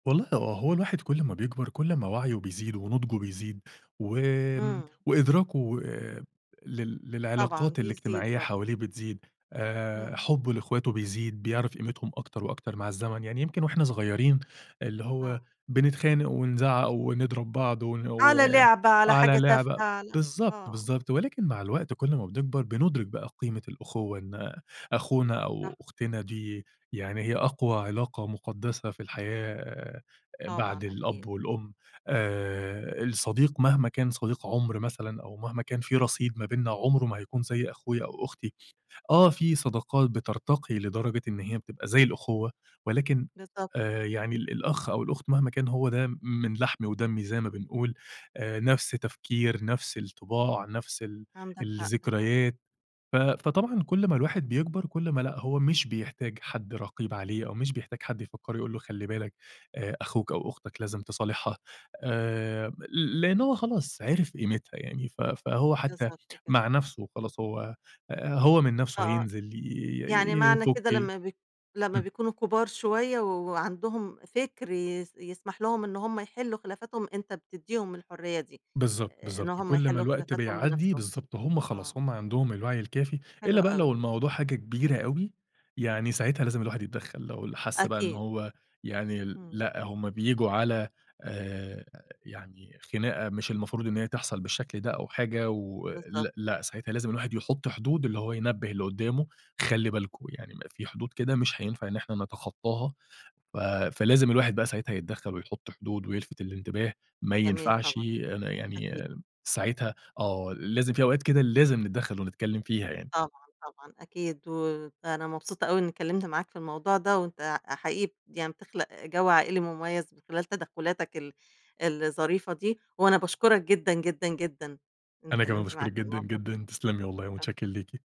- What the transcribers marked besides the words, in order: other background noise
- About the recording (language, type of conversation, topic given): Arabic, podcast, إيه الطقوس الصغيرة اللي بتعمل جو عائلي مميز؟